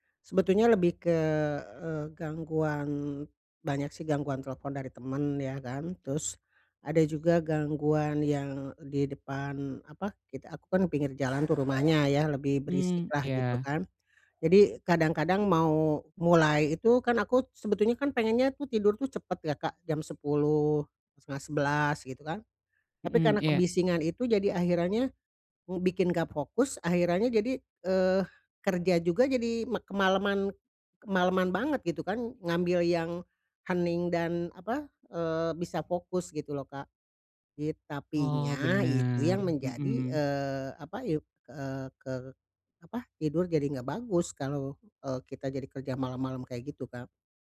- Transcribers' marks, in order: other background noise
- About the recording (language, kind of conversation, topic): Indonesian, advice, Bagaimana cara mengurangi gangguan saat saya sedang fokus bekerja?